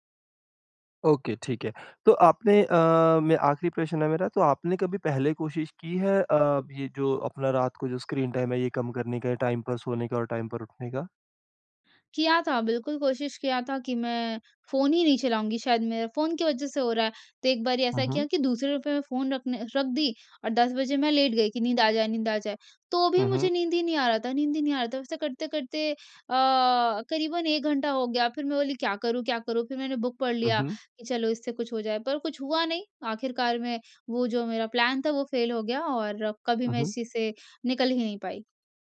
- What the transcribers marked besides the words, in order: in English: "ओके"; in English: "स्क्रीन टाइम"; in English: "टाइम"; other background noise; in English: "टाइम"; in English: "प्लान"; in English: "फ़ेल"
- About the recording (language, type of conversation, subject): Hindi, advice, मोबाइल या स्क्रीन देखने के कारण देर तक जागने पर सुबह थकान क्यों महसूस होती है?